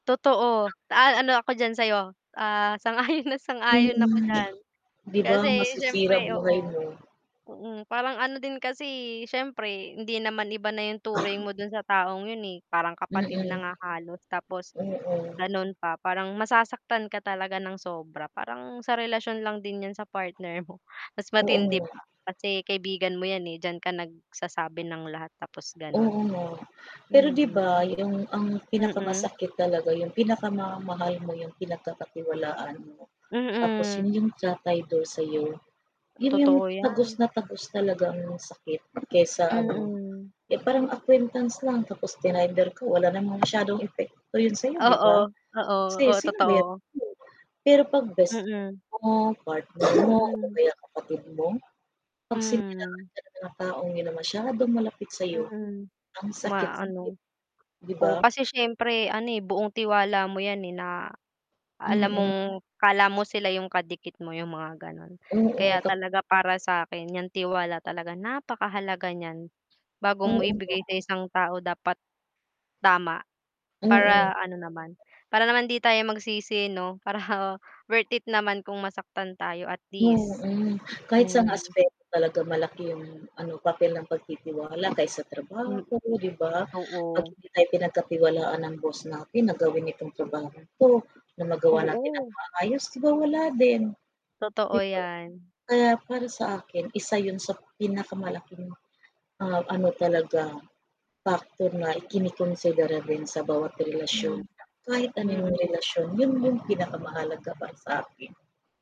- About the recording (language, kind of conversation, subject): Filipino, unstructured, Ano ang epekto ng pagtitiwala sa ating mga relasyon?
- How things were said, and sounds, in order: laughing while speaking: "sang-ayon"; other background noise; static; tapping; distorted speech; cough; background speech; laughing while speaking: "para"; mechanical hum